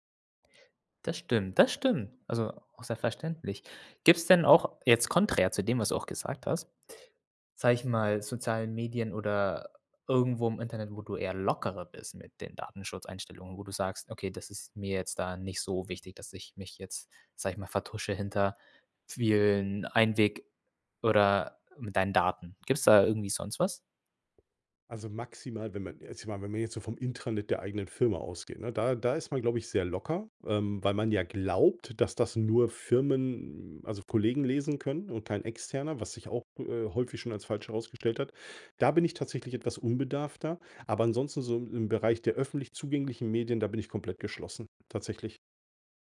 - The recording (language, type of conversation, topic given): German, podcast, Wie wichtig sind dir Datenschutz-Einstellungen in sozialen Netzwerken?
- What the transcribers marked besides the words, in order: other background noise